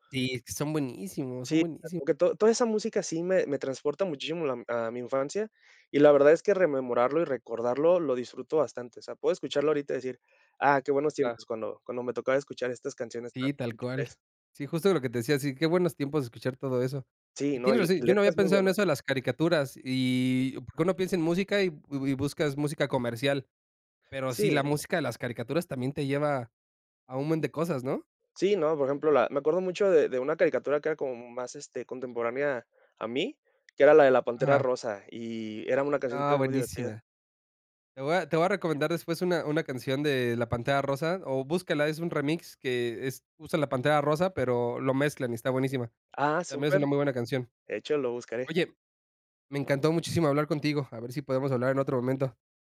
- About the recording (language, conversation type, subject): Spanish, podcast, ¿Qué música te transporta a tu infancia?
- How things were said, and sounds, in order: unintelligible speech; unintelligible speech; other background noise